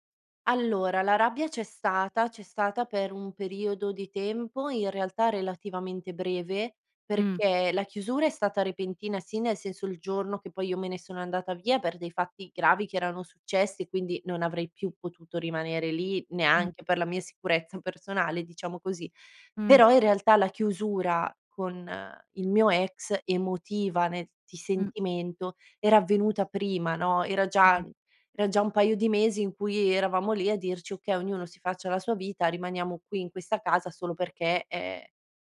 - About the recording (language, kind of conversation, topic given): Italian, podcast, Ricominciare da capo: quando ti è successo e com’è andata?
- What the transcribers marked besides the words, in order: "senso" said as "seso"; laughing while speaking: "personale"; tapping; unintelligible speech